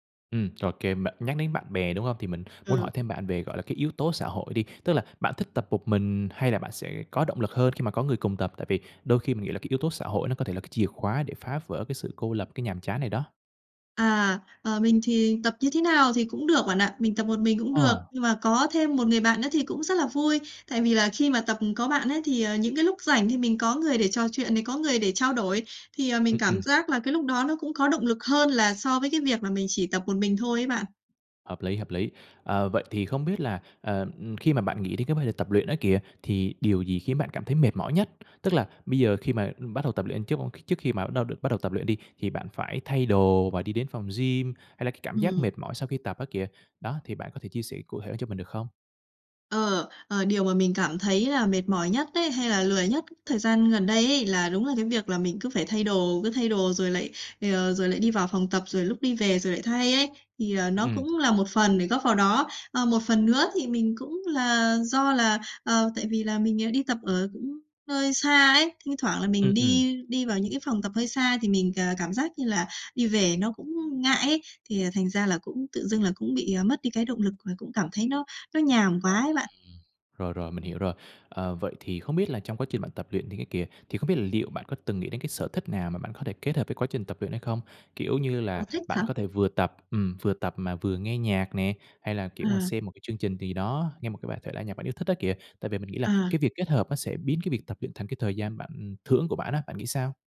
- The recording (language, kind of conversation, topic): Vietnamese, advice, Làm sao để lấy lại động lực tập luyện và không bỏ buổi vì chán?
- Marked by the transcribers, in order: other background noise; tapping